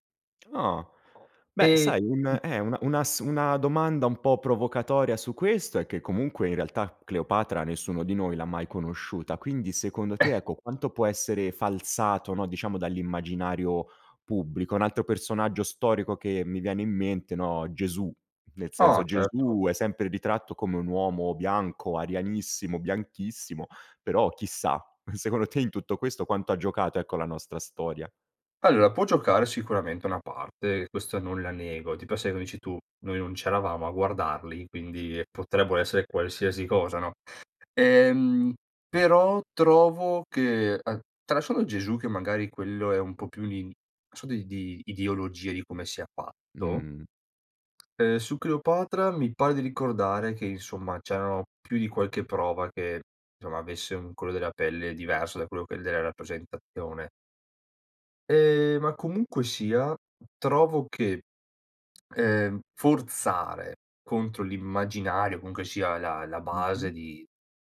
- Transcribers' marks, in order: chuckle; "come" said as "coe"; other background noise; tapping
- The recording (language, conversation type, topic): Italian, podcast, Qual è, secondo te, l’importanza della diversità nelle storie?